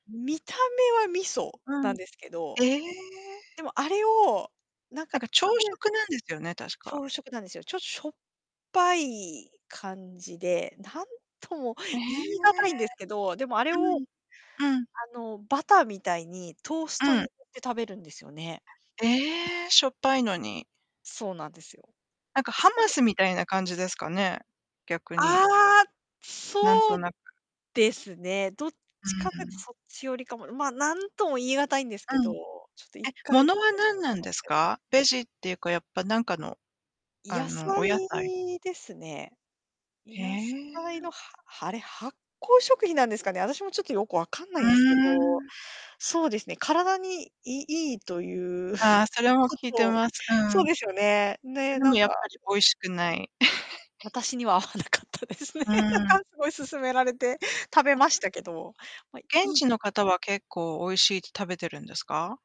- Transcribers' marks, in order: distorted speech; chuckle; unintelligible speech; chuckle; laughing while speaking: "合わなかったですね。なんかすごい勧められて"
- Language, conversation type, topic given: Japanese, unstructured, 初めて訪れた場所の思い出は何ですか？
- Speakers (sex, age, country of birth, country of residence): female, 45-49, Japan, Japan; female, 45-49, Japan, United States